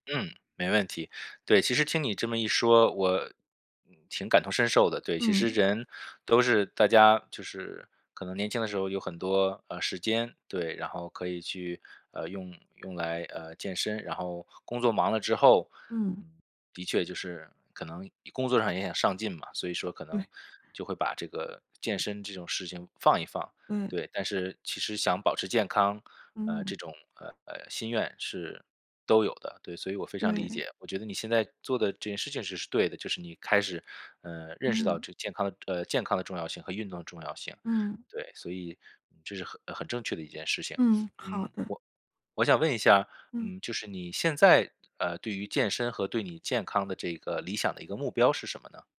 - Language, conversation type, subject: Chinese, advice, 我每天久坐、运动量不够，应该怎么开始改变？
- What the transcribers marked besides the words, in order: other background noise